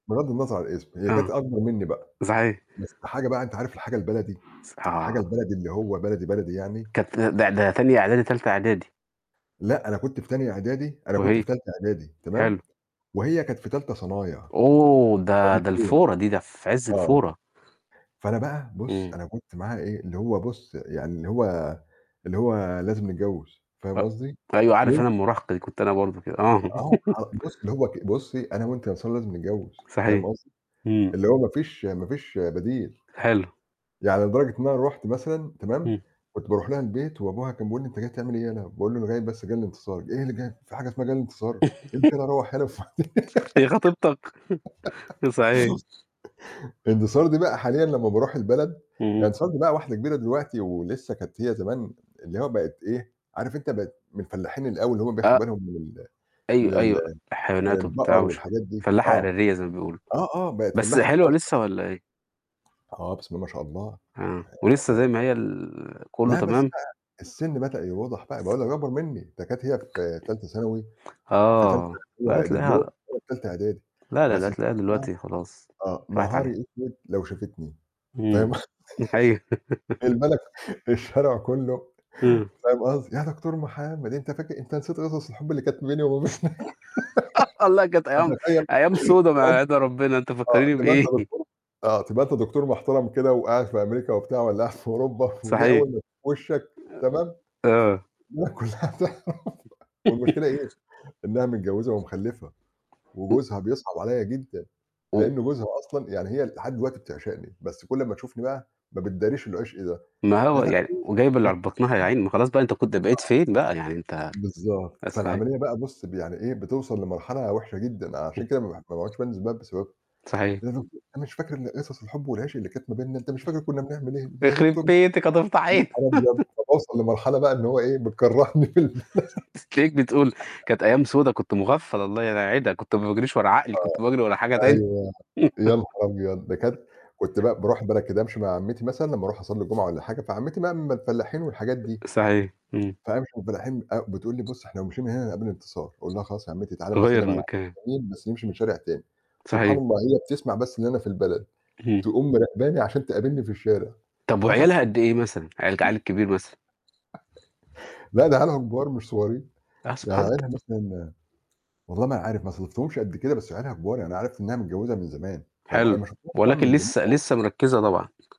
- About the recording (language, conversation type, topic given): Arabic, unstructured, إيه أحلى ذكرى من طفولتك وليه مش قادر/ة تنساها؟
- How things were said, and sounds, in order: static; other background noise; tsk; distorted speech; tapping; chuckle; chuckle; laugh; laugh; chuckle; laughing while speaking: "قصدي؟ البلد ك الشارع كله"; put-on voice: "يا دكتور محمد، أنت فاكر … فتخيّل تبقى أنت"; laugh; laughing while speaking: "وما بينك. فتخيّل تبقى أنت"; laugh; chuckle; laughing while speaking: "والّا قاعد في أوروبا، ودي … الدنيا كلها تعرف"; laugh; unintelligible speech; laughing while speaking: "يخرب بيتِك هتفضحينا"; chuckle; chuckle; laughing while speaking: "في البلد"; giggle; chuckle; chuckle